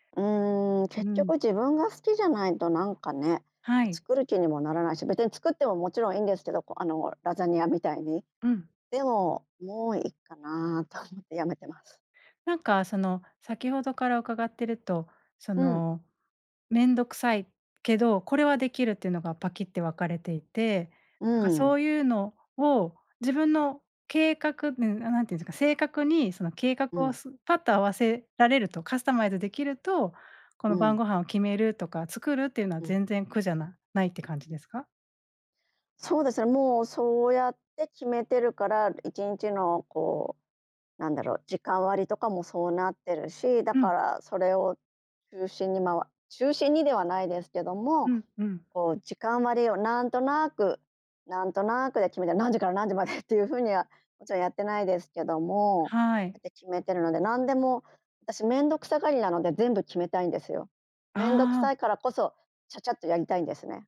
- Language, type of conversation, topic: Japanese, podcast, 晩ごはんはどうやって決めていますか？
- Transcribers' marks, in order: laughing while speaking: "まで"